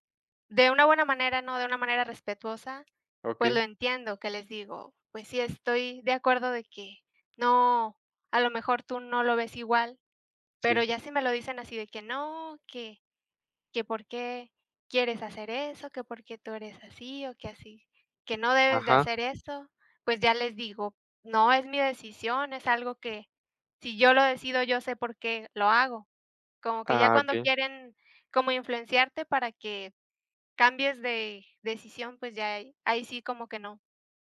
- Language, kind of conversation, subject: Spanish, unstructured, ¿Cómo reaccionas si un familiar no respeta tus decisiones?
- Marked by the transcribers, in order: other background noise